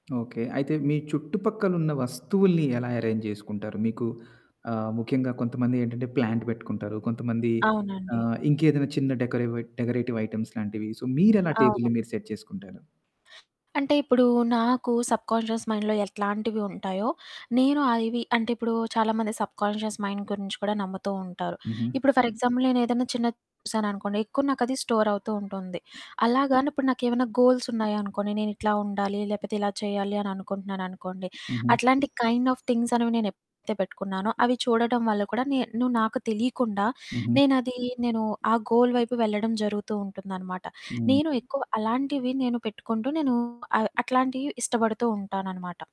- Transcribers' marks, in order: in English: "ఎరేంజ్"; in English: "ప్లాంట్"; static; in English: "డెకరేవ్ డెకరేటివ్ ఐటెమ్స్"; in English: "సో"; in English: "టేబుల్‌ని"; in English: "సెట్"; in English: "సబ్‌కాన్షియస్ మైండ్‌లో"; in English: "సబ్‌కాన్షియస్ మైండ్"; in English: "ఫర్ ఎగ్జాంపుల్"; other background noise; distorted speech; in English: "స్టోర్"; in English: "కైండ్ ఆఫ్ థింగ్స్"; in English: "గోల్"
- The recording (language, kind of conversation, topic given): Telugu, podcast, వాతావరణాన్ని మార్చుకుంటే సృజనాత్మకత మరింత ఉత్తేజితమవుతుందా?